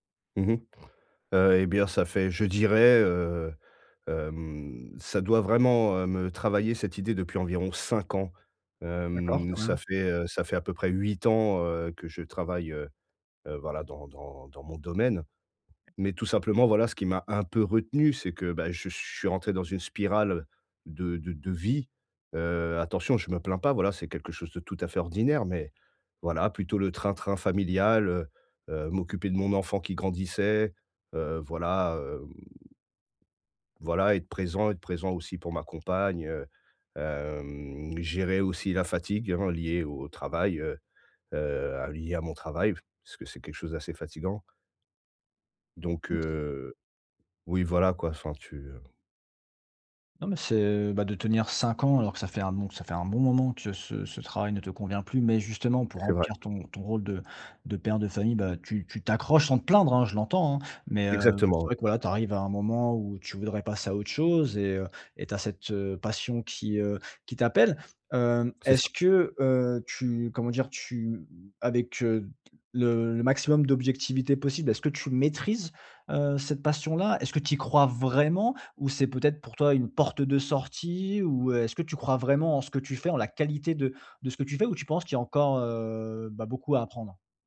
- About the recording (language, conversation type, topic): French, advice, Comment puis-je concilier les attentes de ma famille avec mes propres aspirations personnelles ?
- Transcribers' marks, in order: tapping; stressed: "vie"; unintelligible speech; other background noise; stressed: "maîtrises"; stressed: "vraiment"